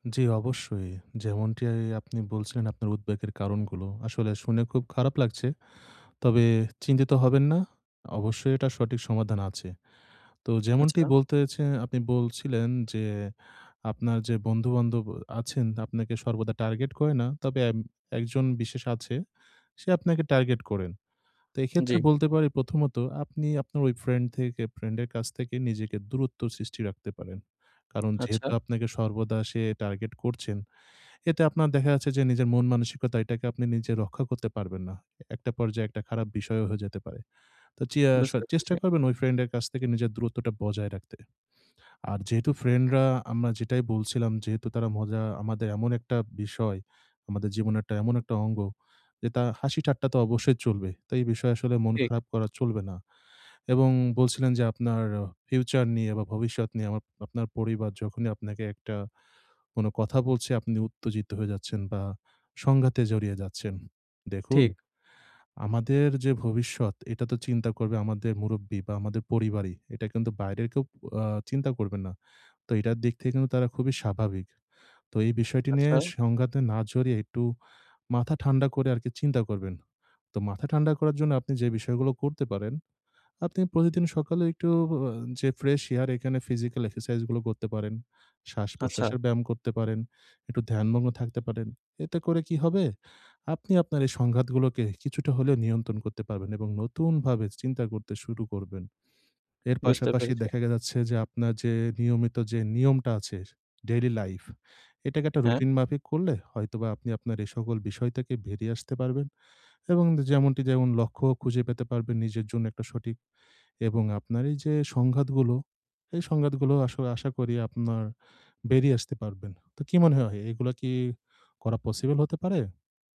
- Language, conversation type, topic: Bengali, advice, আমি কীভাবে শান্ত ও নম্রভাবে সংঘাত মোকাবিলা করতে পারি?
- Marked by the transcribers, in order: tsk; tapping